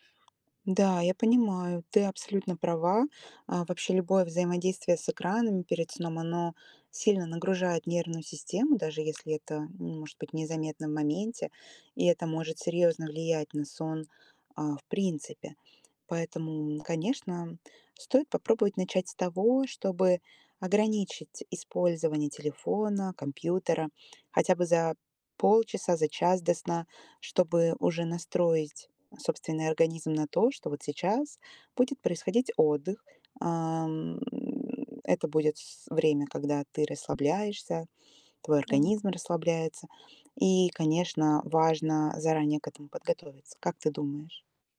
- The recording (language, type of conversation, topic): Russian, advice, Как уменьшить утреннюю усталость и чувствовать себя бодрее по утрам?
- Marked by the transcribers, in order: tapping; other background noise